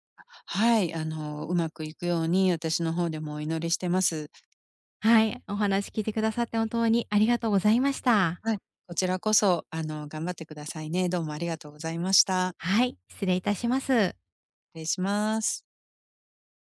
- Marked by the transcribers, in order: tapping
- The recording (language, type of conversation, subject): Japanese, advice, 介護と仕事をどのように両立すればよいですか？